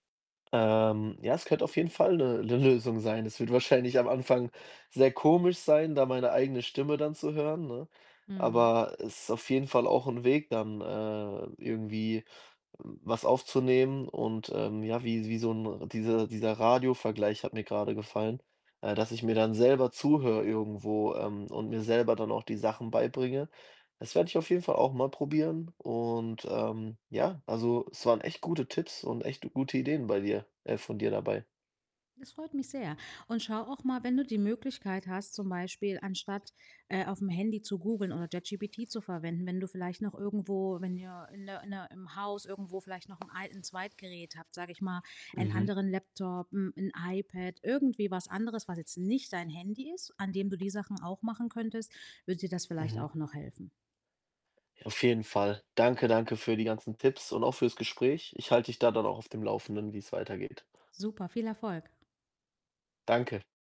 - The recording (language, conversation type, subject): German, advice, Warum fällt es dir bei der Arbeit oder beim Lernen schwer, dich zu konzentrieren?
- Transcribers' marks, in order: laughing while speaking: "Lösung"; laughing while speaking: "wahrscheinlich"; other background noise